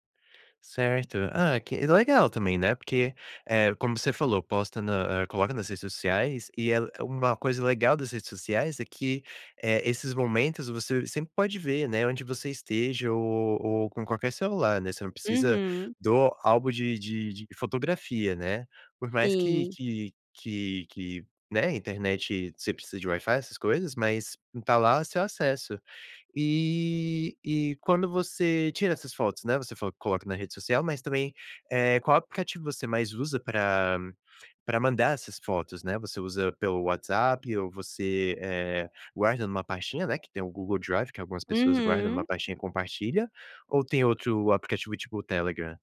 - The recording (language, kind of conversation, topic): Portuguese, podcast, Como cada geração na sua família usa as redes sociais e a tecnologia?
- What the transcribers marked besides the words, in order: none